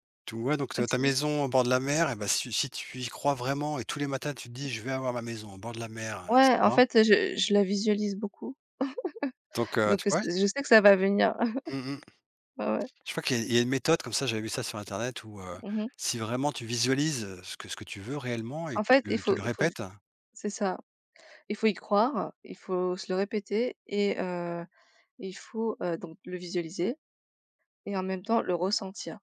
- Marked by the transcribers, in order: other background noise; chuckle; chuckle
- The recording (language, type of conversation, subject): French, unstructured, Quels sont tes rêves les plus fous pour l’avenir ?